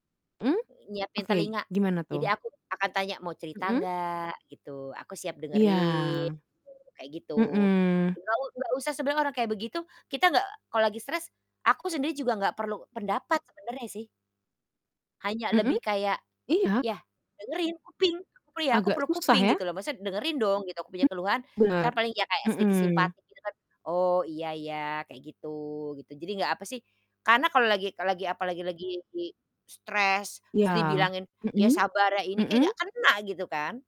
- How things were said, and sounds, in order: distorted speech; tapping
- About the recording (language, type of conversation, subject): Indonesian, unstructured, Apa yang biasanya kamu lakukan saat merasa stres?